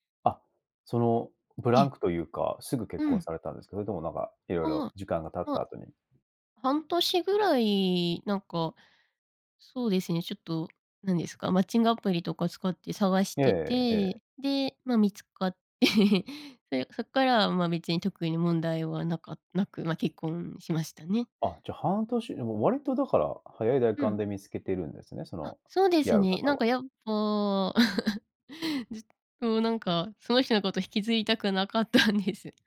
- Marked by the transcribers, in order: laughing while speaking: "見つかって"; laugh; laugh; laughing while speaking: "なかったんです"
- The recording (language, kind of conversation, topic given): Japanese, podcast, タイミングが合わなかったことが、結果的に良いことにつながった経験はありますか？
- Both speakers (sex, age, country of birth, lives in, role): female, 25-29, Japan, Japan, guest; male, 35-39, Japan, Japan, host